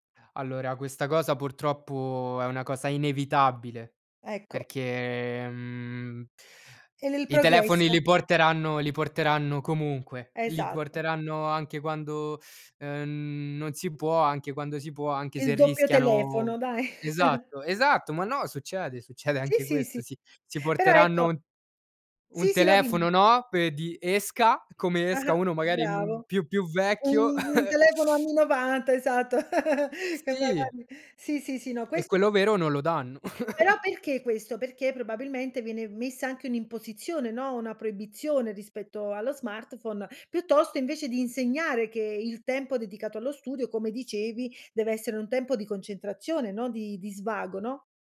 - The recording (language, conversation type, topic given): Italian, podcast, Come sfrutti la tecnologia per imparare meglio?
- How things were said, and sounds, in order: laughing while speaking: "dai"; chuckle; chuckle; laugh; unintelligible speech; chuckle; other background noise